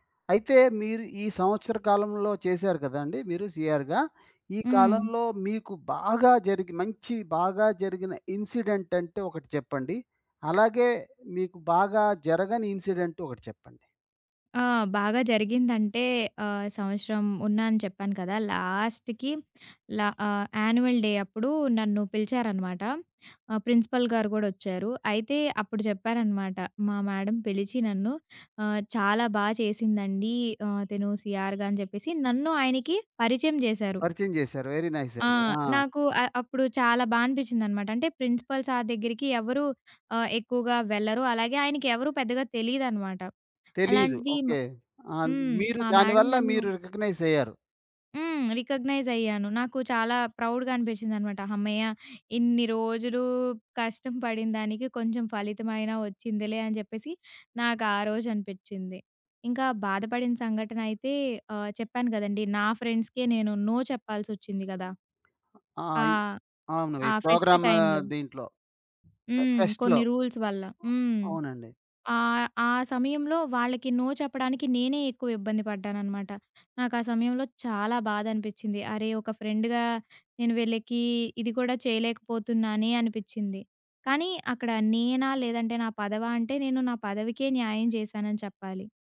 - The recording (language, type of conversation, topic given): Telugu, podcast, మీరు ఒక సందర్భంలో ఉదాహరణగా ముందుండి నాయకత్వం వహించిన అనుభవాన్ని వివరించగలరా?
- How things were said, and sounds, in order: in English: "సీఆర్‌గా"; in English: "ఇన్సిడెంట్"; in English: "ఇన్సిడెంట్"; in English: "లాస్ట్‌కి"; in English: "యాన్యువల్ డే"; in English: "ప్రిన్సిపల్"; in English: "మేడమ్"; in English: "వెరీ నైస్"; in English: "ప్రిన్సిపల్ సర్"; in English: "మేడమ్"; in English: "రికాగ్నైజ్"; in English: "రికగ్నైజ్"; in English: "ప్రౌడ్‌గా"; in English: "ఫ్రెండ్స్‌కె"; in English: "నో"; other background noise; in English: "ప్రోగ్రామ్"; in English: "ఫెస్ట్ టైమ్‌లో"; in English: "ఫె ఫేస్ట్‌లో"; in English: "రూల్స్"; in English: "నో"; in English: "ఫ్రెండ్‌గా"